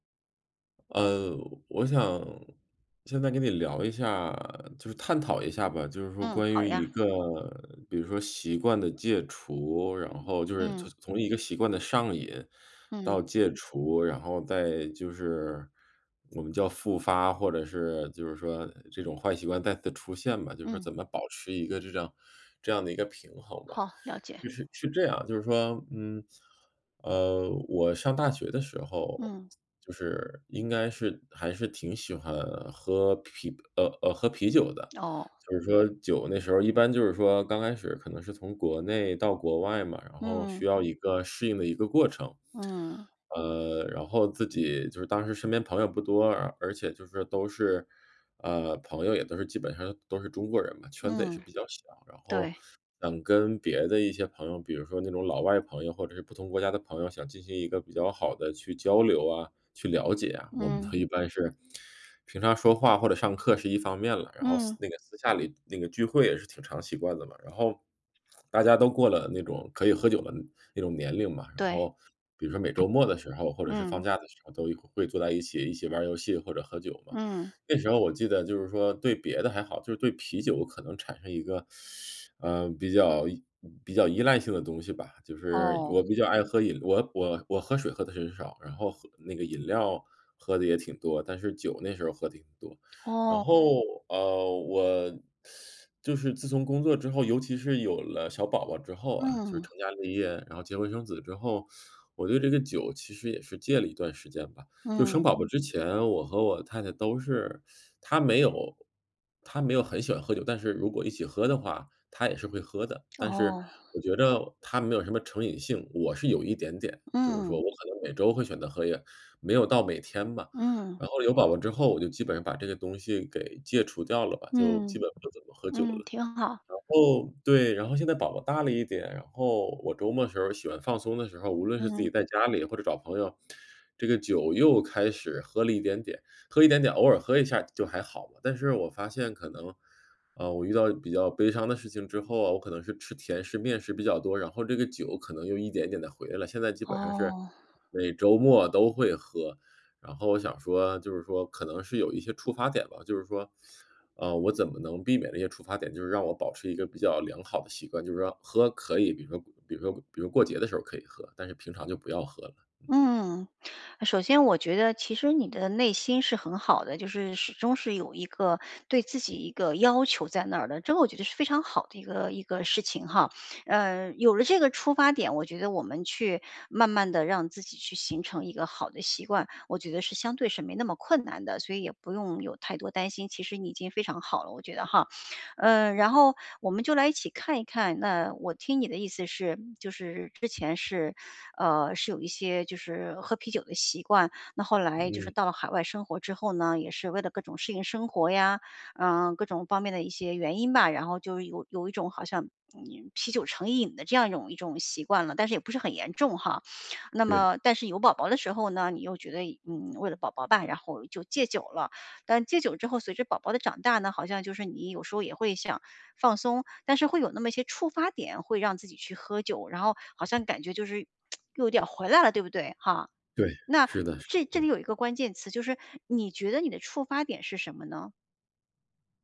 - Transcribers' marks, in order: other background noise; teeth sucking; laughing while speaking: "都"; teeth sucking; tapping; teeth sucking; teeth sucking; tsk
- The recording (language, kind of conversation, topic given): Chinese, advice, 我该如何找出让自己反复养成坏习惯的触发点？